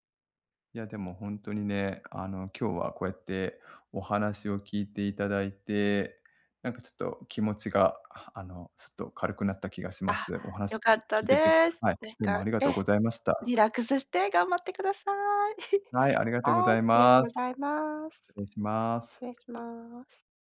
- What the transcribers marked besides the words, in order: chuckle
- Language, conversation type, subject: Japanese, advice, 休息や趣味の時間が取れず、燃え尽きそうだと感じるときはどうすればいいですか？